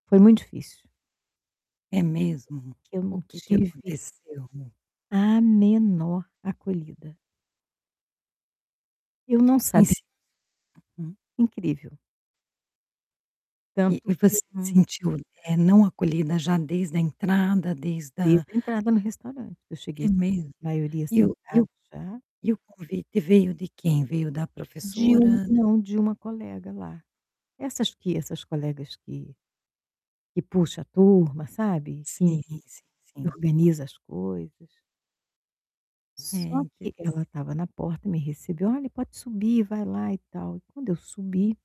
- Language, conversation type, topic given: Portuguese, advice, Como posso iniciar conversas que criem uma conexão verdadeira com as pessoas?
- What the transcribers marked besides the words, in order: tapping; distorted speech; other background noise